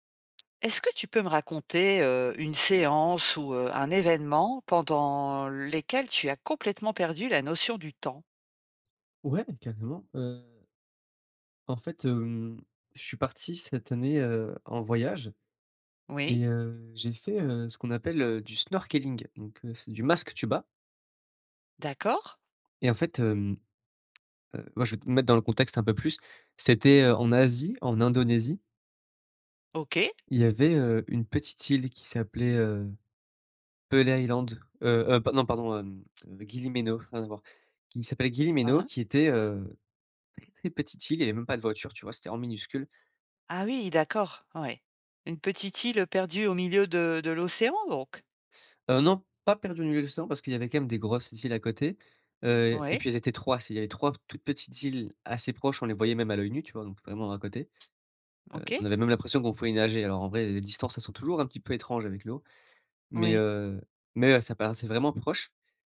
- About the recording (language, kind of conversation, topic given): French, podcast, Raconte une séance où tu as complètement perdu la notion du temps ?
- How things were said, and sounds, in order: other background noise; in English: "snorkeling"